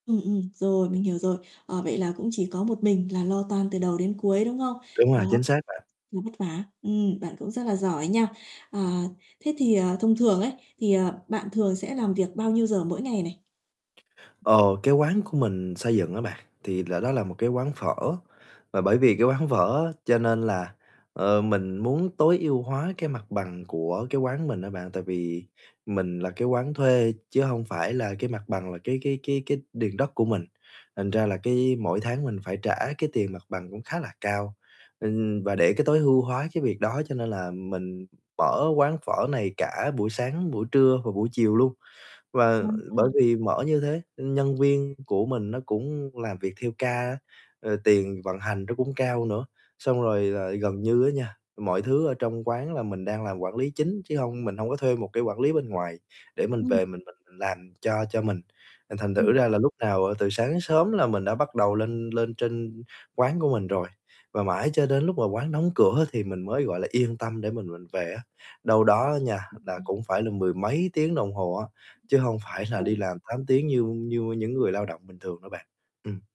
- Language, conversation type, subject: Vietnamese, advice, Làm thế nào để duy trì động lực mà không bị kiệt sức?
- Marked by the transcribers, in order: static; distorted speech; other background noise; laughing while speaking: "quán"; tapping; laughing while speaking: "là"